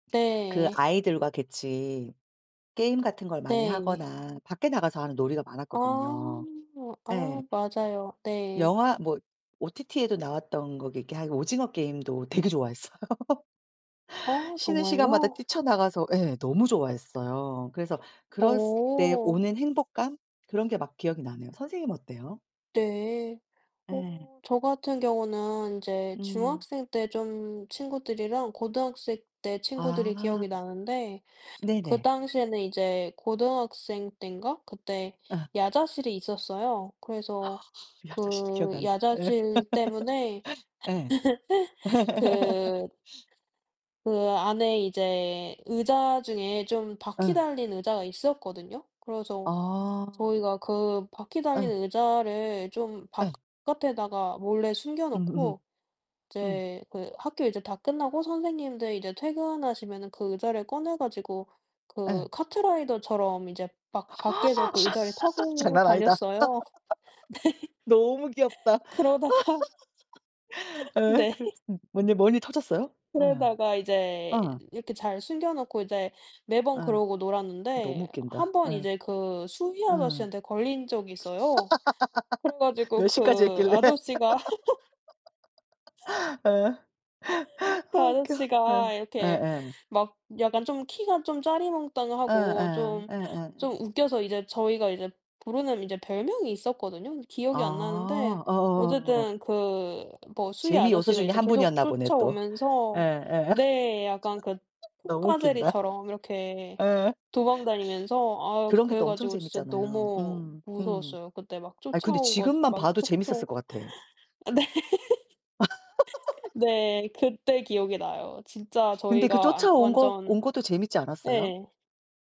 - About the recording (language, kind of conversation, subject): Korean, unstructured, 어린 시절 친구들과 함께한 추억 중 가장 재미있었던 일은 무엇인가요?
- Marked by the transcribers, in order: "같이" said as "갵이"; laughing while speaking: "좋아했어요"; laugh; "그랬을" said as "그렀을"; laugh; gasp; laugh; laugh; laughing while speaking: "네. 그러다가 네"; "수의" said as "수희"; laugh; laughing while speaking: "몇 시까지 했길래?"; laughing while speaking: "그래 가지고"; laugh; laughing while speaking: "그 아저씨가 이렇게"; laugh; laughing while speaking: "너무 웃긴다. 예"; laugh; laughing while speaking: "네"; laugh